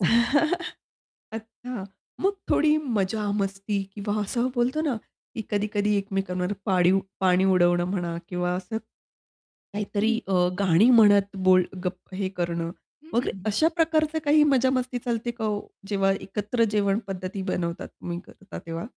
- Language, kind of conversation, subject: Marathi, podcast, घरात सगळे मिळून जेवण बनवण्याची तुमच्याकडे काय पद्धत आहे?
- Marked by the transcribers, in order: static; chuckle; distorted speech